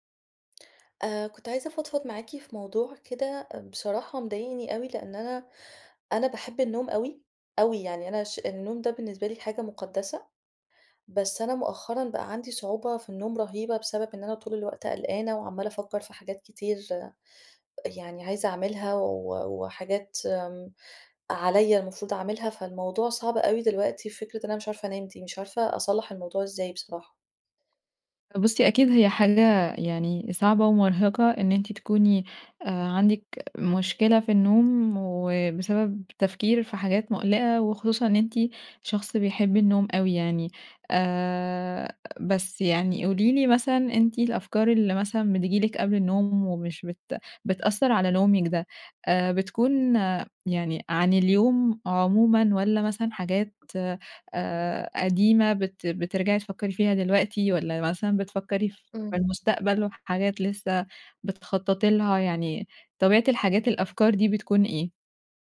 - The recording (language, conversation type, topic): Arabic, advice, إزاي أقدر أنام لما الأفكار القلقة بتفضل تتكرر في دماغي؟
- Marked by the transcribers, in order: none